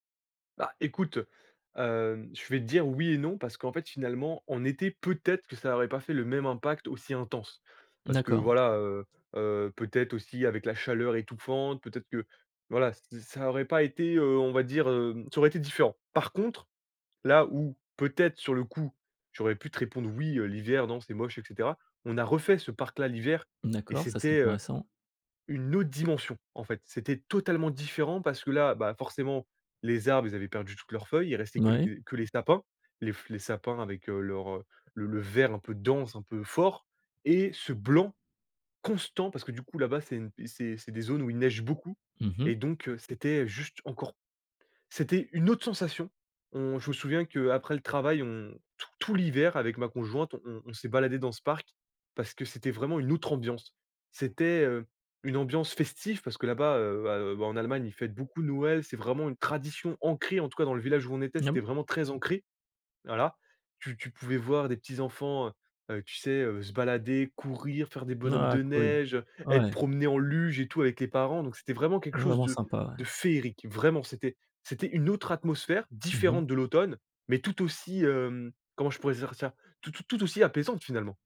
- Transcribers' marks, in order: stressed: "peut-être"; stressed: "intense"; tapping; other background noise; stressed: "Par contre"; stressed: "refait"; stressed: "dense"; stressed: "fort"; stressed: "constant"; anticipating: "c'était une autre sensation"; stressed: "ancrée"; stressed: "Vraiment"
- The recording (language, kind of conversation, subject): French, podcast, Quel est l’endroit qui t’a calmé et apaisé l’esprit ?